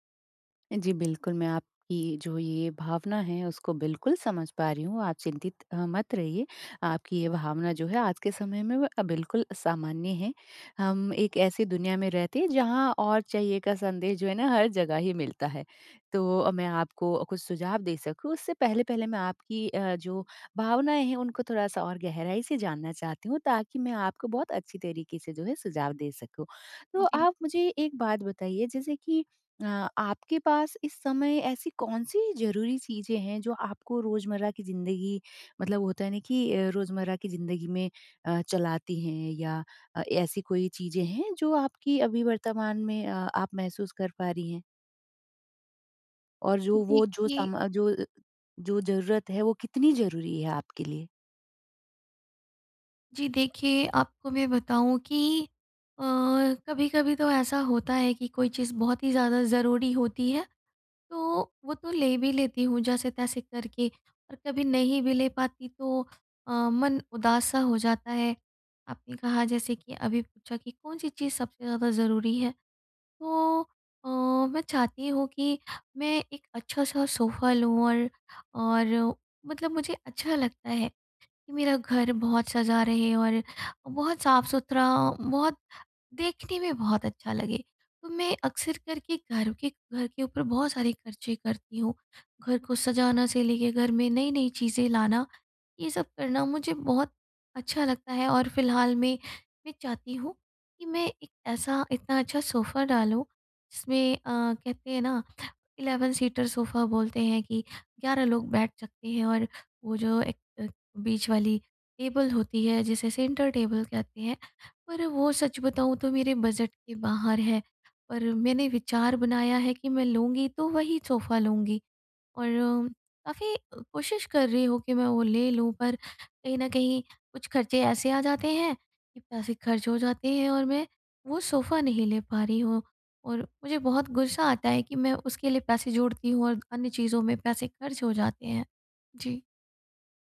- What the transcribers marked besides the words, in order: in English: "इलेवन सीटर"; in English: "सेंटर टेबल"
- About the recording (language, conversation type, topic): Hindi, advice, कम चीज़ों में खुश रहने की कला